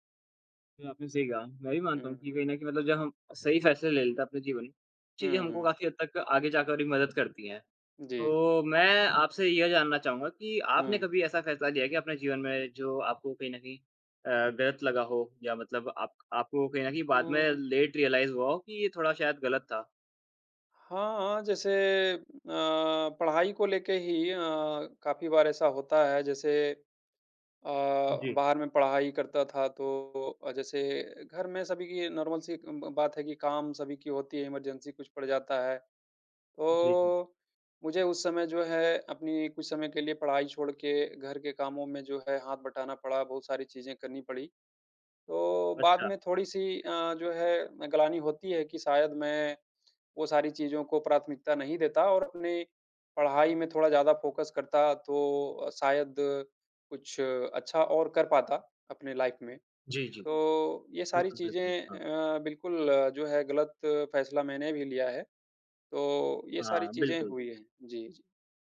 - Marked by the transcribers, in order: in English: "लेट रियलाइज़"; in English: "नॉर्मल"; in English: "इमरजेंसी"; in English: "फोकस"; in English: "लाइफ़"
- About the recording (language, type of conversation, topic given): Hindi, unstructured, आपके लिए सही और गलत का निर्णय कैसे होता है?